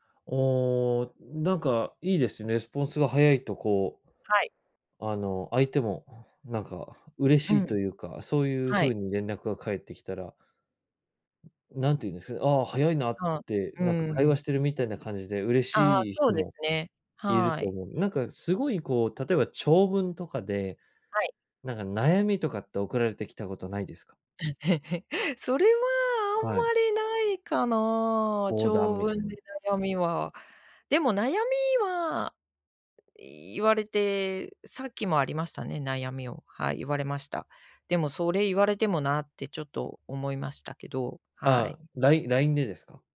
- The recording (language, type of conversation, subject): Japanese, podcast, 返信の速さはどれくらい意識していますか？
- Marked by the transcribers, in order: in English: "レスポンス"; laugh